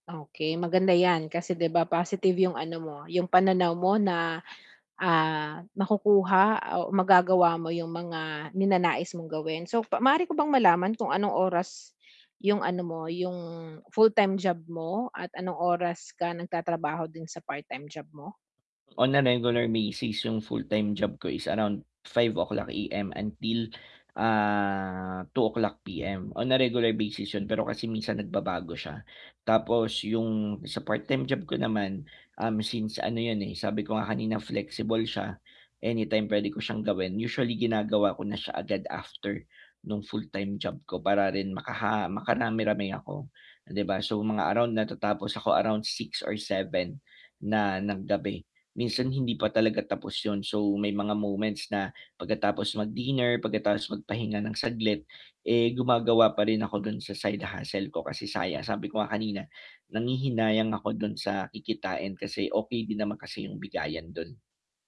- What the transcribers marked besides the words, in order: static; tapping; bird
- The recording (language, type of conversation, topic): Filipino, advice, Paano ako makakahanap ng kasiyahan kahit pagod at nakararanas ng labis na pagkaubos ng lakas?